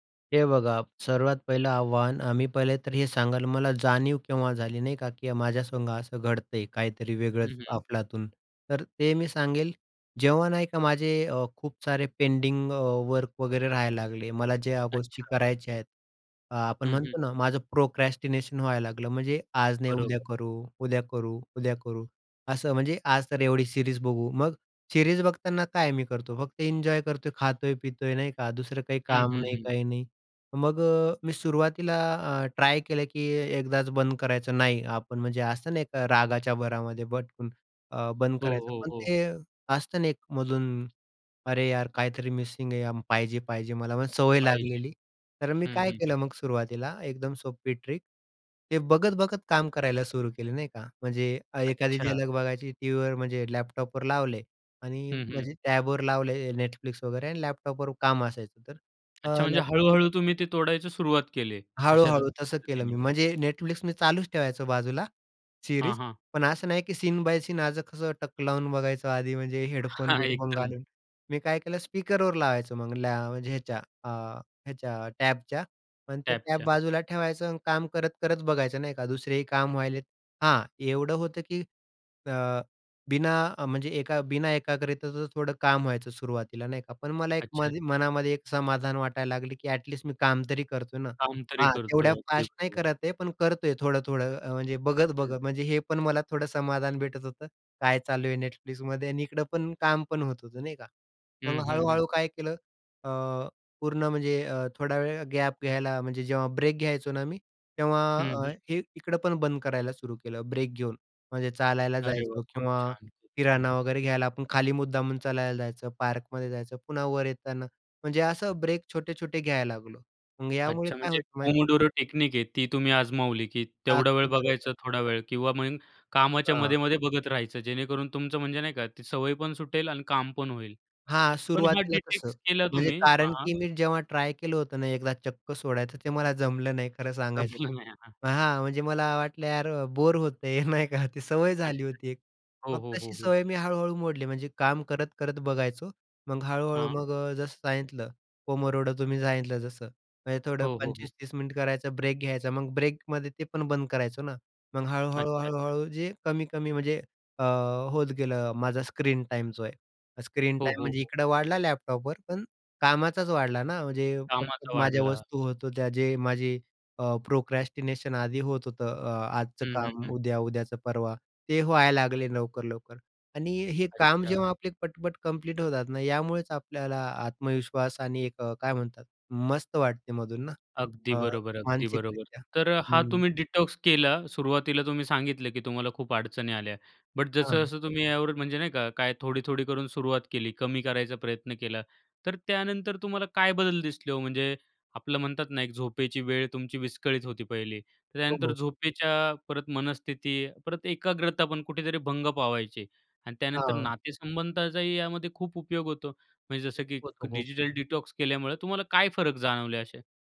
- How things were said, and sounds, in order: in English: "पेंडिंग अ, वर्क"; in English: "प्रोक्रॅस्टिनेशन"; in English: "सीरीज"; in English: "सीरीज"; "पटकन" said as "बटकून"; tapping; in English: "सीरीज"; in English: "सीन बाय सीन"; laughing while speaking: "हां, एकदम"; in English: "एटलीस्ट"; in English: "पोमोडोर टेक्निक"; in English: "डिटेक्स"; "डिटॉक्स" said as "डिटेक्स"; laughing while speaking: "जमलं नाही"; laughing while speaking: "बोर होत आहे नाही का ते सवय झाली होती"; in Italian: "कोमरोडं"; "पोमोडोरो" said as "कोमरोडं"; in English: "प्रोक्रॅस्टिनेशन"; in English: "डिटॉक्स"; unintelligible speech; in English: "डिजिटल डिटॉक्स"
- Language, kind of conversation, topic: Marathi, podcast, डिजिटल वापरापासून थोडा विराम तुम्ही कधी आणि कसा घेता?